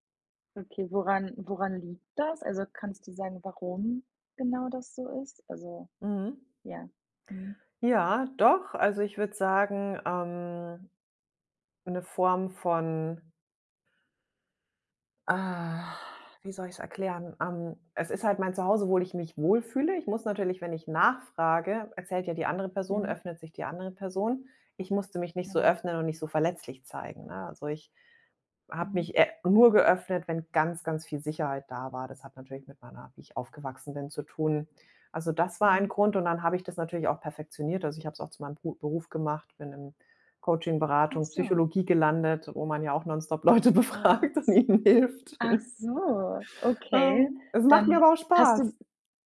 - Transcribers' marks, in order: drawn out: "ähm"; laughing while speaking: "Leute befragt und ihnen hilft"; chuckle; joyful: "Ähm, es macht mir aber auch Spaß"
- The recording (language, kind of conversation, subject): German, podcast, Woran merkst du, dass dir jemand wirklich zuhört?